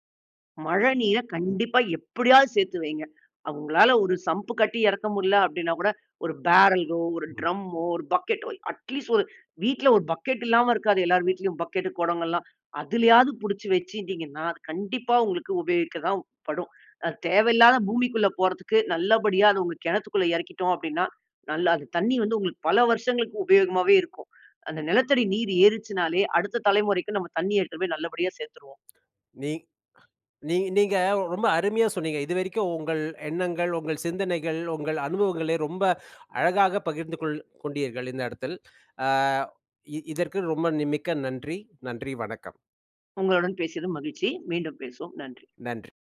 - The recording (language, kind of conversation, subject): Tamil, podcast, வீட்டில் மழைநீர் சேமிப்பை எளிய முறையில் எப்படி செய்யலாம்?
- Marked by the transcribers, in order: in English: "சம்ப்"; in English: "பேரலோ"; in English: "ட்ரம்மோ"; in English: "பக்கெட்டோ, அட் லீஸ்ட்"; in English: "பக்கெட்"